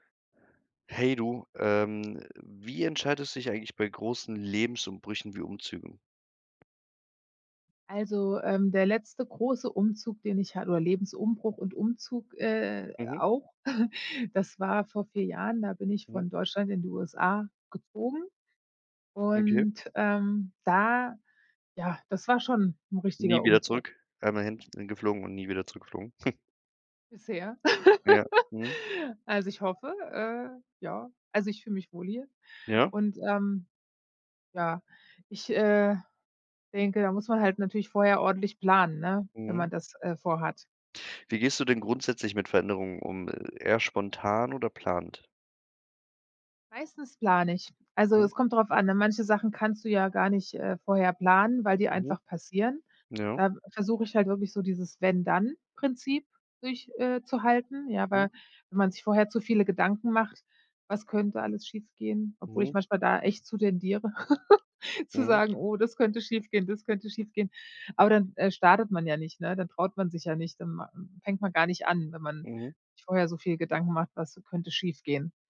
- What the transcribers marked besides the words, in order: chuckle; chuckle; laugh; "geplant" said as "plant"; laugh
- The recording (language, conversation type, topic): German, podcast, Wie triffst du Entscheidungen bei großen Lebensumbrüchen wie einem Umzug?